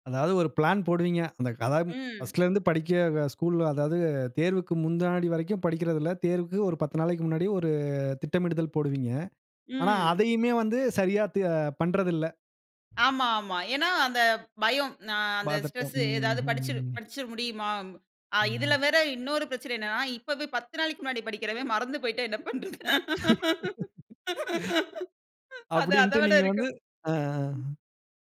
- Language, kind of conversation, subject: Tamil, podcast, தேர்வு மனஅழுத்தம் வந்தால் நீங்கள் என்ன செய்வீர்கள்?
- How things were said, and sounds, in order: other noise; drawn out: "ம்ஹ்ம்"; background speech; laugh; laugh; laughing while speaking: "அது, அத விட இருக்கும்"